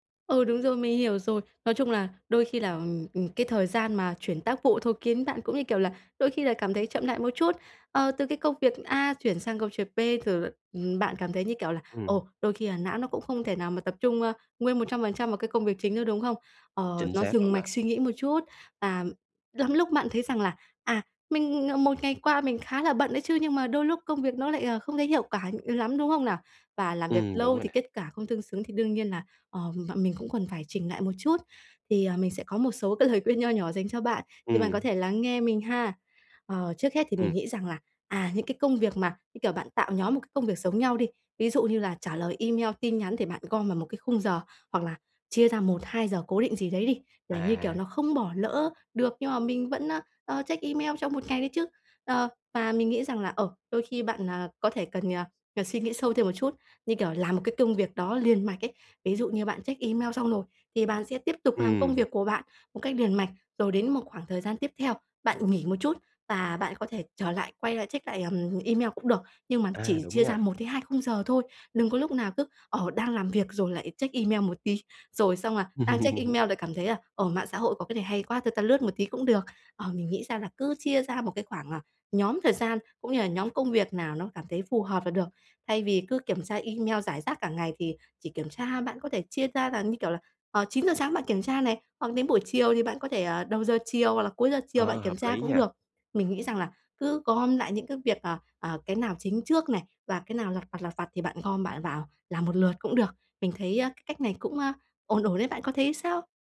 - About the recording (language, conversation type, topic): Vietnamese, advice, Làm sao để giảm thời gian chuyển đổi giữa các công việc?
- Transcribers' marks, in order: "việc" said as "chiệc"; other background noise; laughing while speaking: "lời"; tapping; laugh